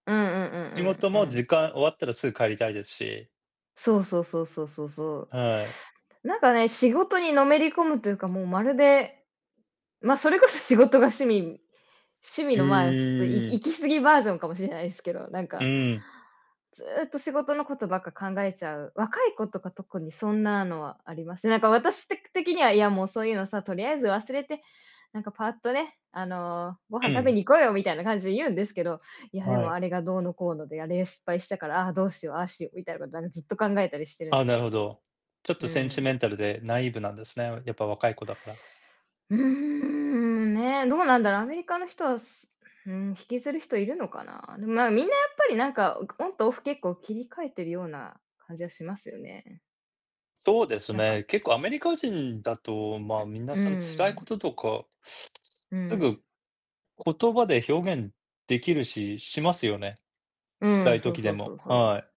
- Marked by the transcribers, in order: drawn out: "うーん"; distorted speech
- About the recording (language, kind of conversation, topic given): Japanese, unstructured, 仕事で一番楽しい瞬間はどんなときですか？